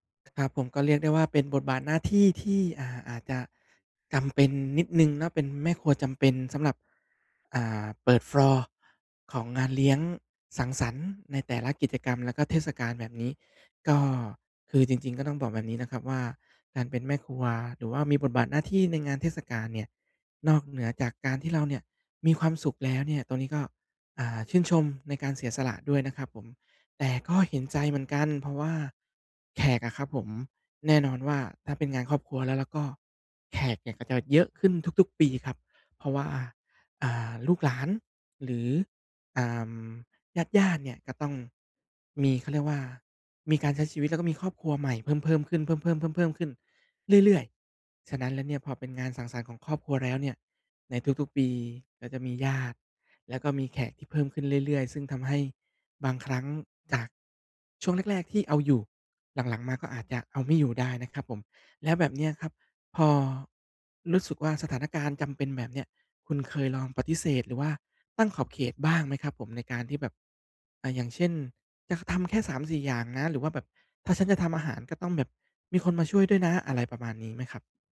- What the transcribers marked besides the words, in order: tapping; in English: "ฟลอร์"
- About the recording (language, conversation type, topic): Thai, advice, คุณรู้สึกกดดันช่วงเทศกาลและวันหยุดเวลาต้องไปงานเลี้ยงกับเพื่อนและครอบครัวหรือไม่?